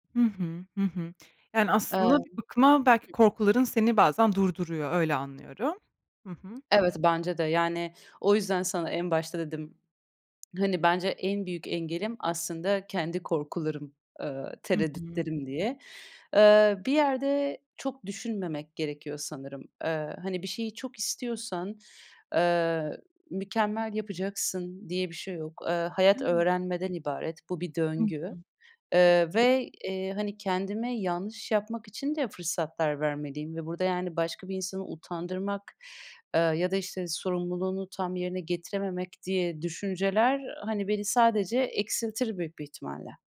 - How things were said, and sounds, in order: none
- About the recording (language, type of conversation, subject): Turkish, podcast, Hayatınızdaki en büyük engeli nasıl aştınız?